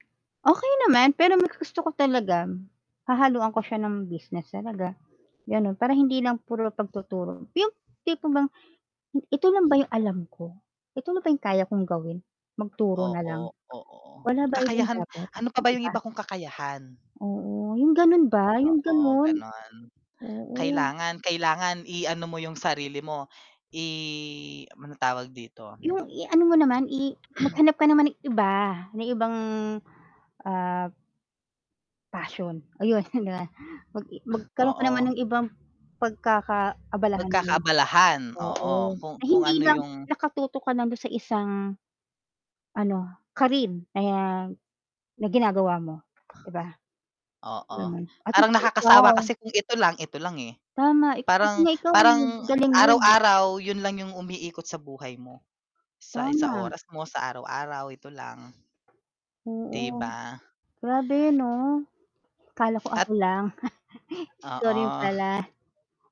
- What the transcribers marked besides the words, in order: other background noise; distorted speech; tapping; static; laughing while speaking: "na"; mechanical hum; "career" said as "careen"; unintelligible speech; chuckle
- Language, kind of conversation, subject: Filipino, unstructured, Ano ang naramdaman mo nang mawala ang suporta ng pamilya mo sa hilig mo?